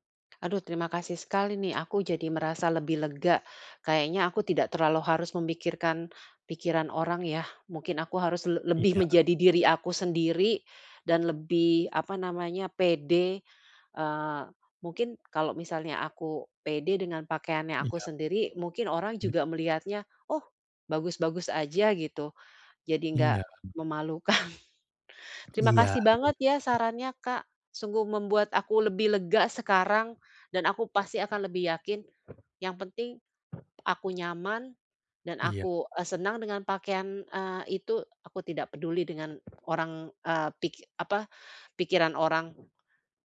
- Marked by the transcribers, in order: other background noise; tapping; laughing while speaking: "memalukan"; unintelligible speech
- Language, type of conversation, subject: Indonesian, advice, Bagaimana cara memilih pakaian yang cocok dan nyaman untuk saya?